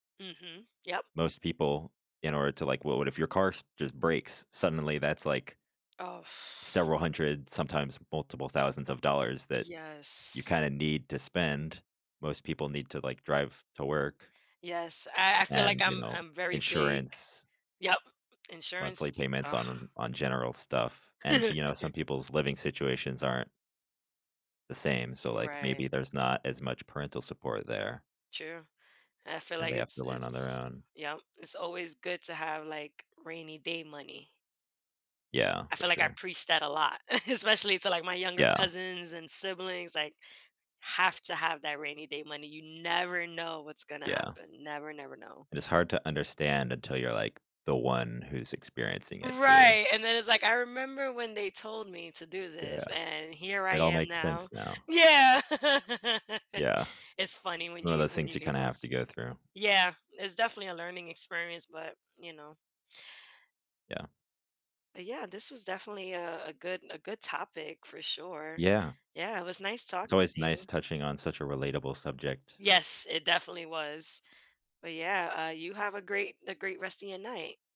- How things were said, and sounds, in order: blowing; laugh; chuckle; laughing while speaking: "Yeah!"; laugh; other background noise
- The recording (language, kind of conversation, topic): English, unstructured, How do early financial habits shape your future decisions?
- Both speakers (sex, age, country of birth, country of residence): female, 35-39, United States, United States; male, 20-24, United States, United States